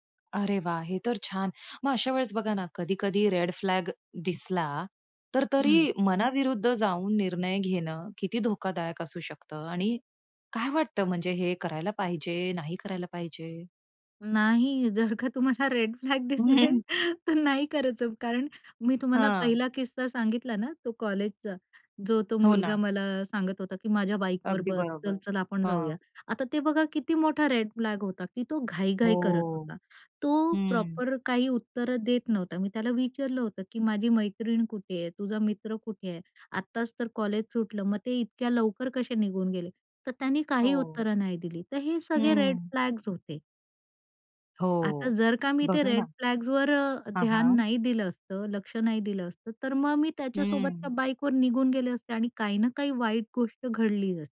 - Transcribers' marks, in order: laughing while speaking: "तुम्हाला रेड फ्लॅग दिसले तर नाही करायचं"; other background noise; laughing while speaking: "हं"; in English: "प्रॉपर"
- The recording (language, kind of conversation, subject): Marathi, podcast, प्रेमासंबंधी निर्णय घेताना तुम्ही मनावर विश्वास का ठेवता?